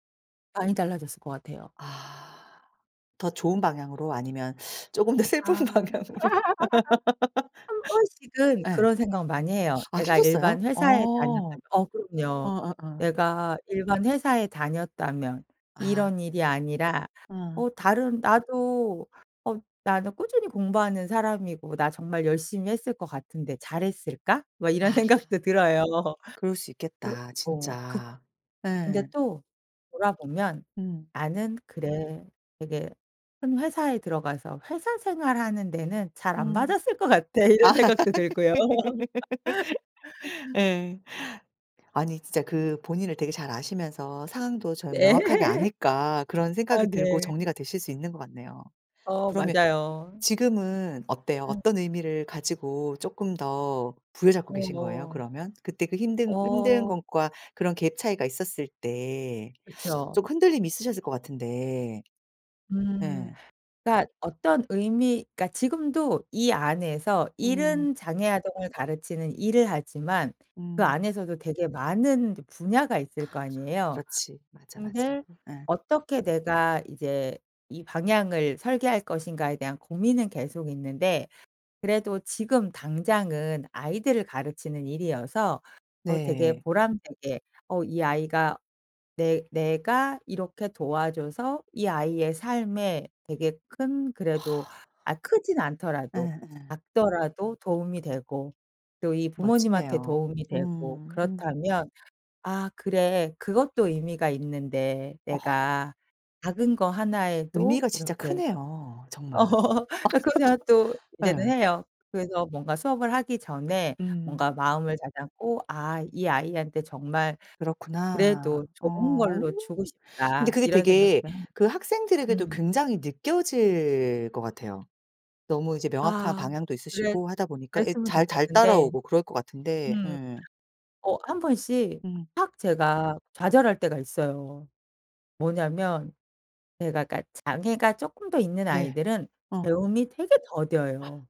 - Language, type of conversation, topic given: Korean, podcast, 지금 하고 계신 일이 본인에게 의미가 있나요?
- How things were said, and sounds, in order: teeth sucking; laugh; tapping; laughing while speaking: "슬픈 방향으로?"; laugh; other background noise; laughing while speaking: "들어요"; laughing while speaking: "안 맞았을 것 같아.' 이런 생각도 들고요"; laugh; laugh; other noise; laugh; in English: "갭"; sigh; laugh; laugh